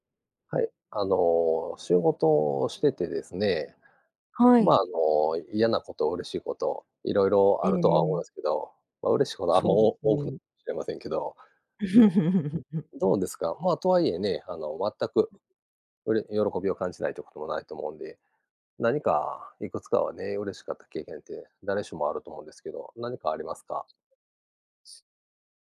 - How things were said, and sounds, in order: laugh; other background noise; other noise; unintelligible speech
- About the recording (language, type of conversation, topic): Japanese, unstructured, 仕事で一番嬉しかった経験は何ですか？